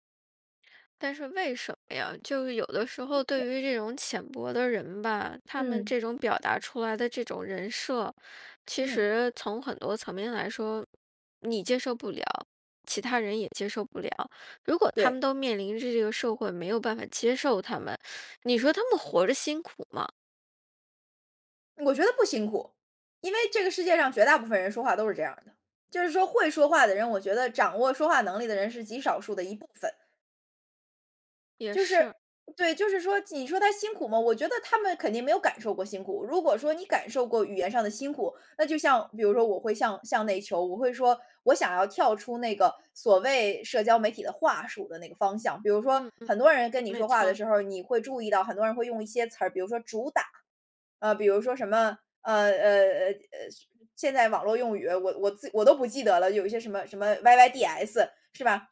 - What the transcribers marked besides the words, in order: teeth sucking
- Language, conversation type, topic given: Chinese, podcast, 你从大自然中学到了哪些人生道理？